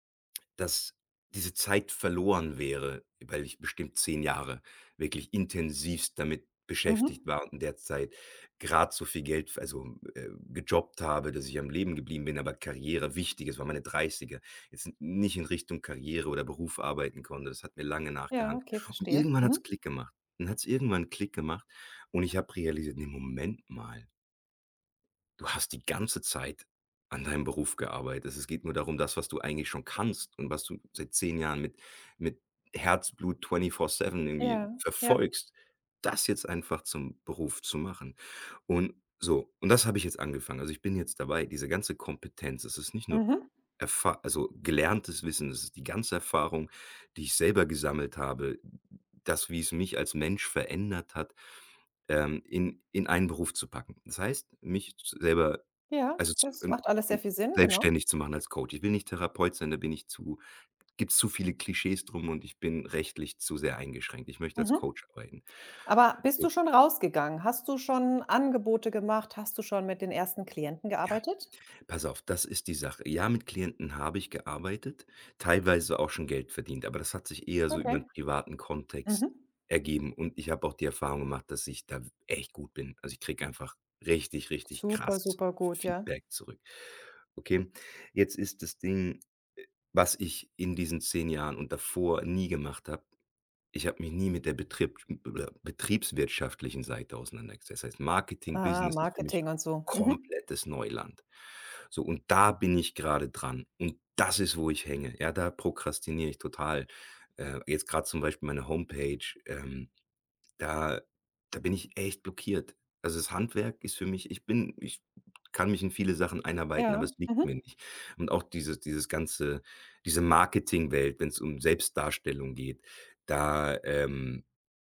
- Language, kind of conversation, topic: German, advice, Wie blockiert Prokrastination deinen Fortschritt bei wichtigen Zielen?
- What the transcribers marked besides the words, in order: "nachgehangen" said as "nachgehangt"; other background noise; in English: "twentyfour seven"; unintelligible speech; stressed: "komplettes"; stressed: "das ist"